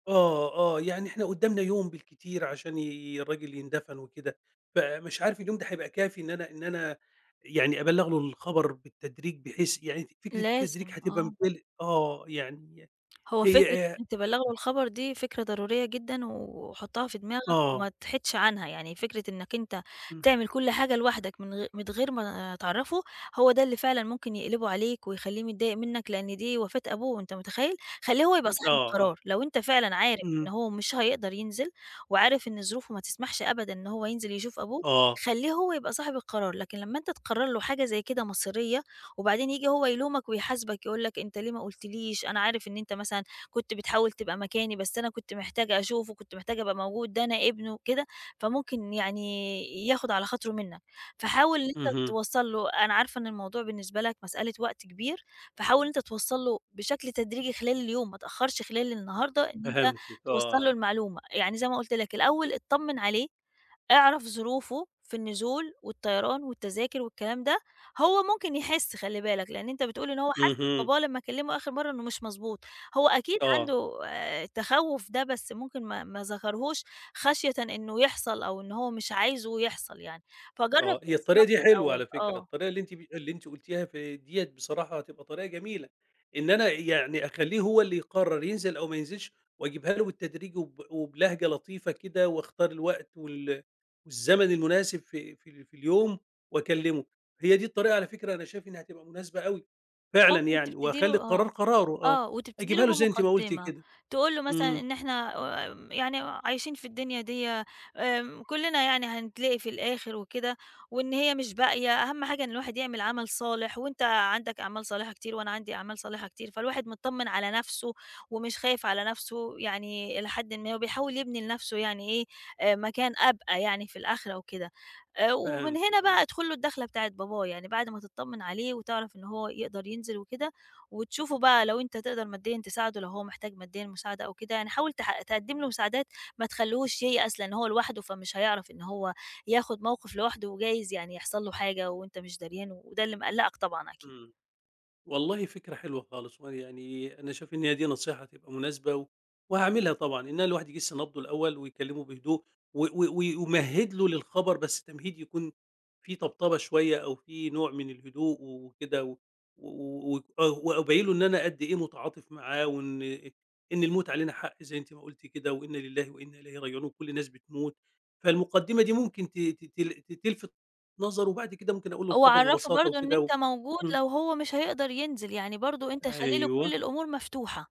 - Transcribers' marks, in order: unintelligible speech; other noise
- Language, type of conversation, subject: Arabic, advice, إزاي تبلّغ حد قريب منك بخبر وحش؟